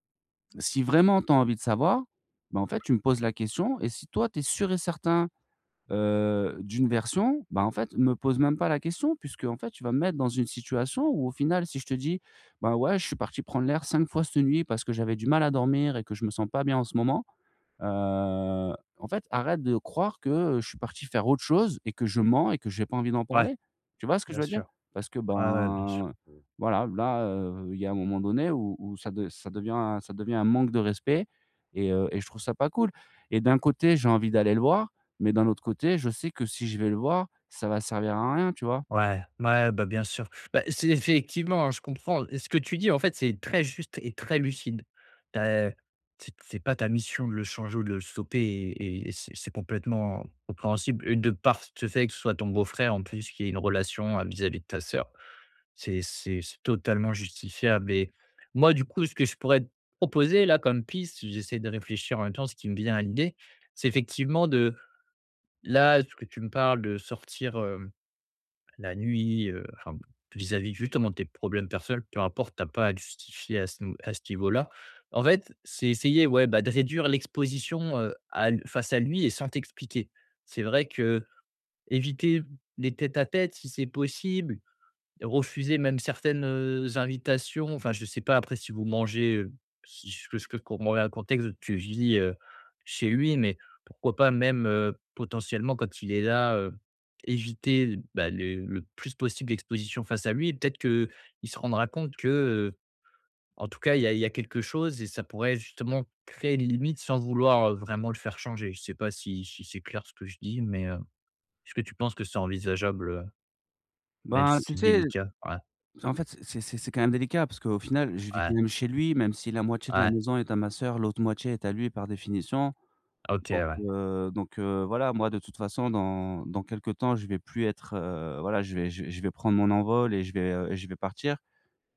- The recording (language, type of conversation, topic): French, advice, Comment puis-je établir des limites saines au sein de ma famille ?
- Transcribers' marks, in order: drawn out: "heu"; tapping; stressed: "très juste"; stressed: "très"; other background noise